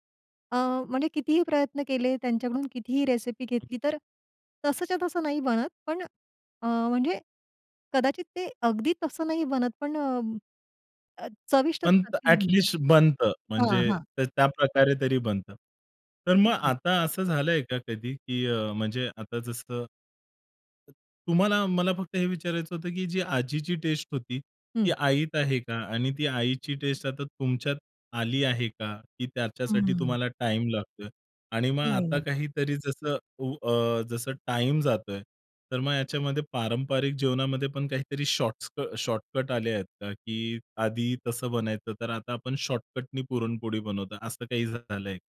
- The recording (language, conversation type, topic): Marathi, podcast, तुमच्या घरच्या खास पारंपरिक जेवणाबद्दल तुम्हाला काय आठवतं?
- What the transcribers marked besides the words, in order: other background noise; tapping; other noise